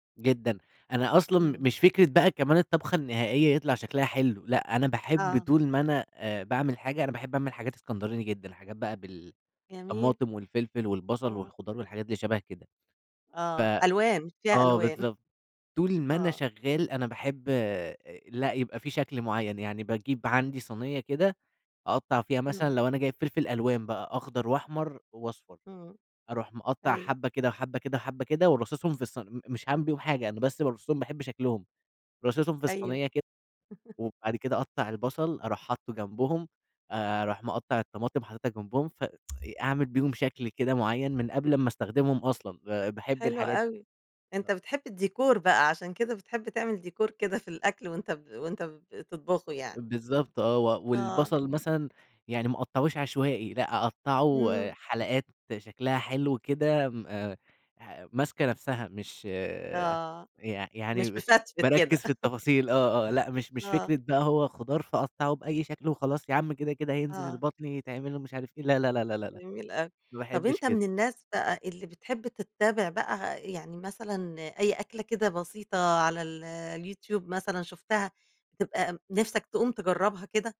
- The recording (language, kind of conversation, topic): Arabic, podcast, ازاي الطبخ البسيط ممكن يخليك تدخل في حالة فرح؟
- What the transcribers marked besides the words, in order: chuckle; laugh; tsk; other noise; laugh